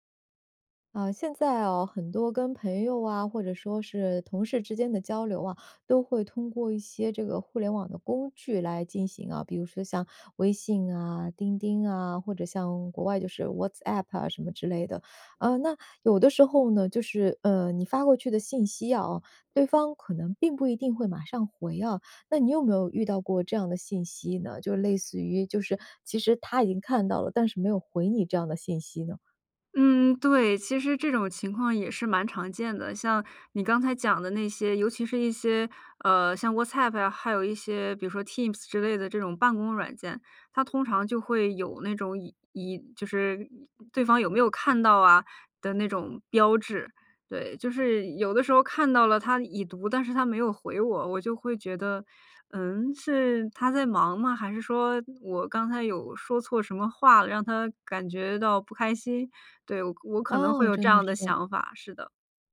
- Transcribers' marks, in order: none
- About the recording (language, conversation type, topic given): Chinese, podcast, 看到对方“已读不回”时，你通常会怎么想？